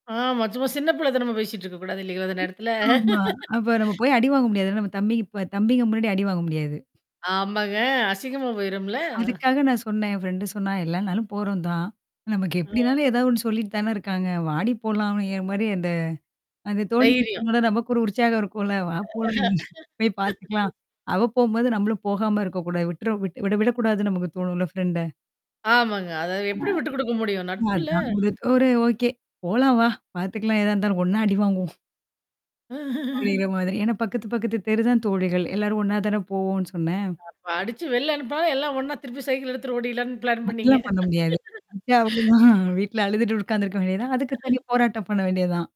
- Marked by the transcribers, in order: static; other noise; tapping; unintelligible speech; laugh; other background noise; distorted speech; unintelligible speech; laugh; giggle; in English: "ஓகே"; giggle; laugh; giggle; laugh; chuckle
- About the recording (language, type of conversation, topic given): Tamil, podcast, பள்ளிக்காலத்தில் உங்கள் தோழர்களோடு நீங்கள் அனுபவித்த சிறந்த சாகசம் எது?